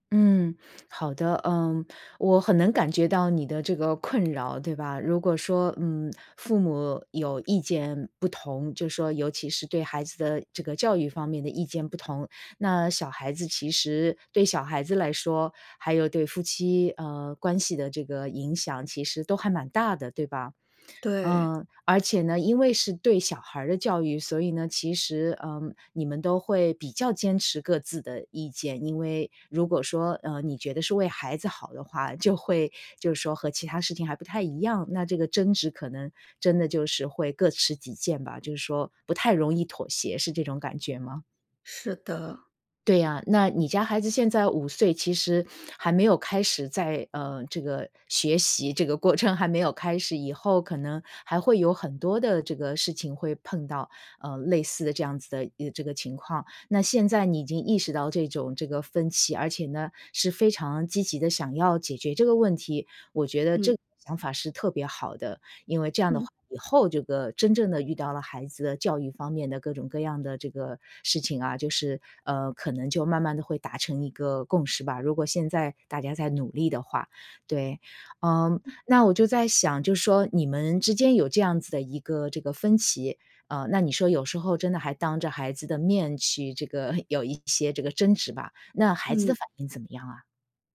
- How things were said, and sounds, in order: laughing while speaking: "过程"; chuckle
- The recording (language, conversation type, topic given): Chinese, advice, 如何在育儿观念分歧中与配偶开始磨合并达成共识？
- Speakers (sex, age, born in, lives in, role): female, 35-39, China, United States, user; female, 55-59, China, United States, advisor